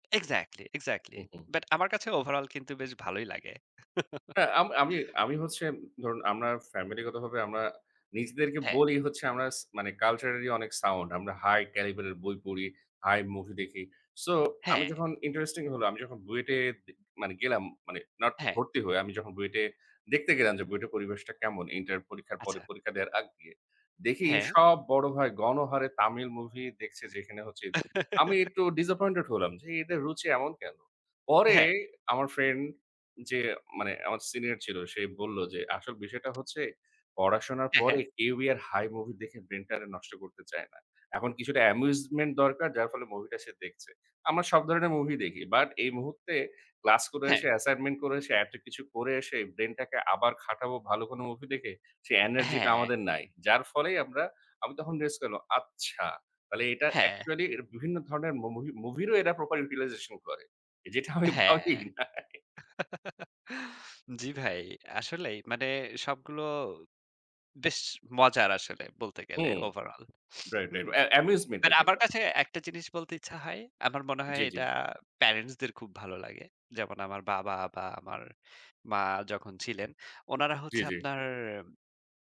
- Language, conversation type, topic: Bengali, unstructured, সিনেমার কোনো গল্প কি কখনো আপনার জীবন বদলে দিয়েছে?
- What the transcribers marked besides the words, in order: chuckle; in English: "culturally"; in English: "sound"; in English: "high caliber"; other noise; giggle; unintelligible speech; in English: "disappointed"; in English: "amusement"; in English: "proper utilization"; laughing while speaking: "যেটা আমি ভাবিই নাই"; giggle; sniff; in English: "amusement"; in English: "parents"